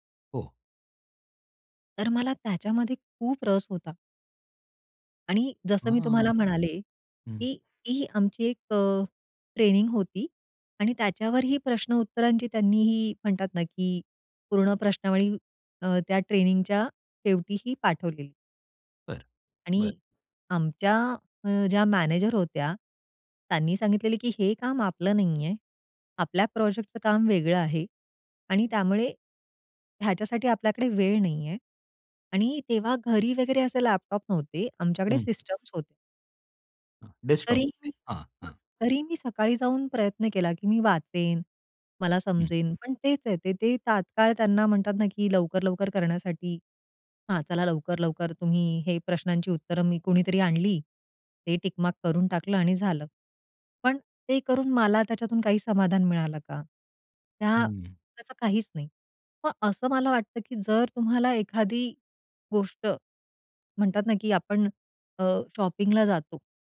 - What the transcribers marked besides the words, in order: in English: "डेस्कटॉप"; other background noise; in English: "टिक मार्क"; in English: "शॉपिंगला"
- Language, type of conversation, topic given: Marathi, podcast, तात्काळ समाधान आणि दीर्घकालीन वाढ यांचा तोल कसा सांभाळतोस?